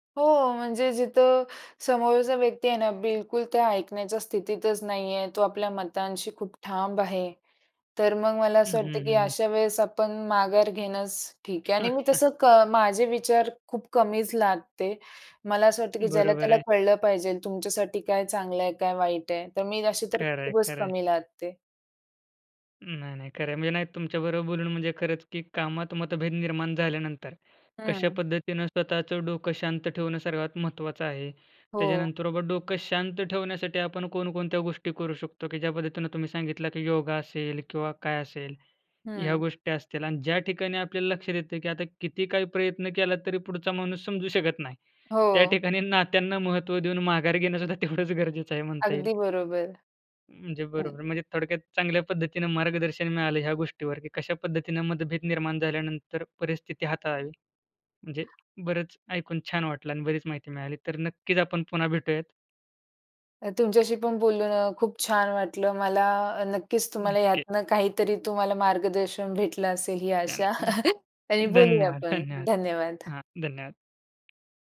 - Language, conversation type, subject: Marathi, podcast, एकत्र काम करताना मतभेद आल्यास तुम्ही काय करता?
- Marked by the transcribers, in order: "ठाम" said as "ठाम्ब"; chuckle; laughing while speaking: "ठिकाणी नात्यांना"; laughing while speaking: "तेवढंच गरजेचं आहे म्हणता येईल"; other background noise; giggle; tapping